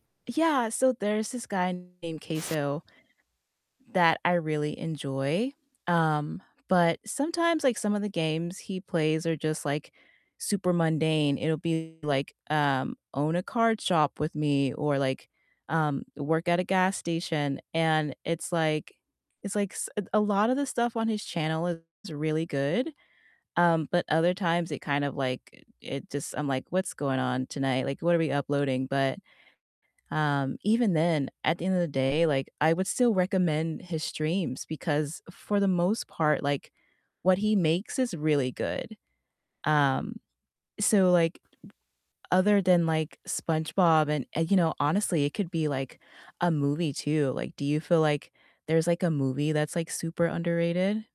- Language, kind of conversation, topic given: English, unstructured, What underrated streaming gems would you recommend to everyone?
- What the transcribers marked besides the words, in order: distorted speech; static